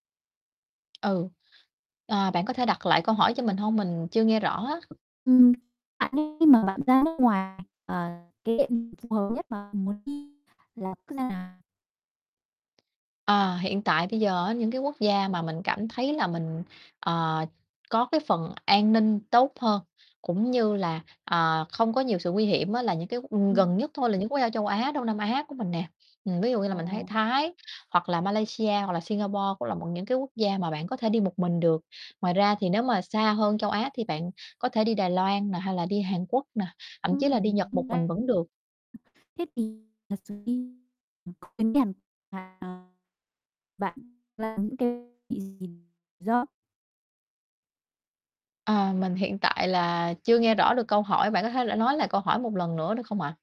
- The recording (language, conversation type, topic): Vietnamese, podcast, Bạn cân nhắc an toàn cá nhân như thế nào khi đi du lịch một mình?
- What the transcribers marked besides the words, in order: tapping; static; distorted speech; unintelligible speech; unintelligible speech; unintelligible speech